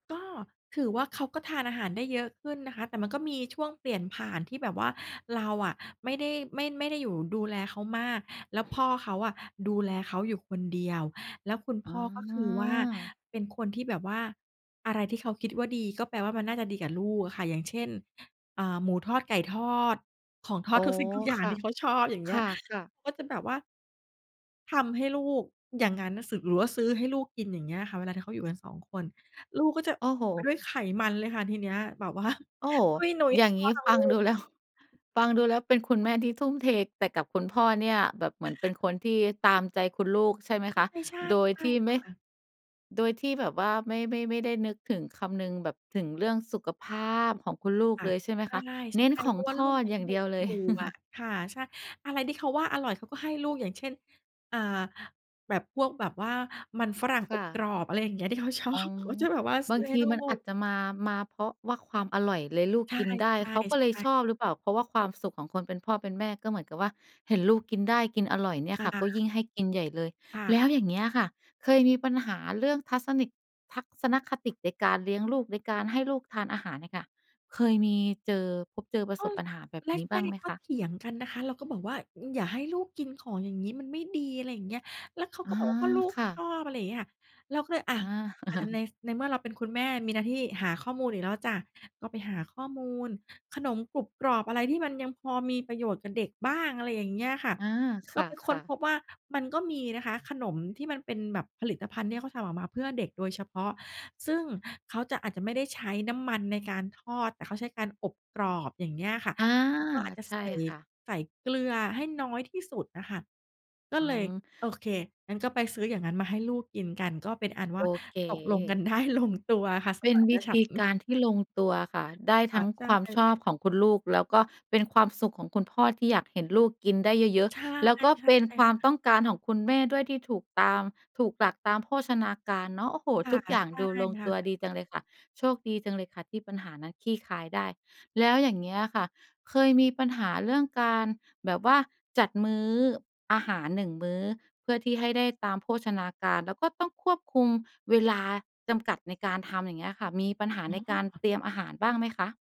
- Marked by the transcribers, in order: drawn out: "อ๋อ"; laughing while speaking: "ทุกสิ่งทุกอย่างที่เขาชอบ อย่างเงี้ย"; laughing while speaking: "ว่า"; laughing while speaking: "ฟังดูแล้ว"; other background noise; stressed: "สุขภาพ"; chuckle; laughing while speaking: "ที่เขาชอบ"; "ทัศนคติ" said as "ทัศนิก"; "ทัศนคติ" said as "ทักศนคติ"; disgusted: "อ อย่าให้ลูกกินของอย่างงี้มันไม่ดี"; chuckle; unintelligible speech; laughing while speaking: "ได้ลงตัว"; anticipating: "อ๋อ"
- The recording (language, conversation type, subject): Thai, podcast, คุณจัดสมดุลระหว่างรสชาติและคุณค่าทางโภชนาการเวลาทำอาหารอย่างไร?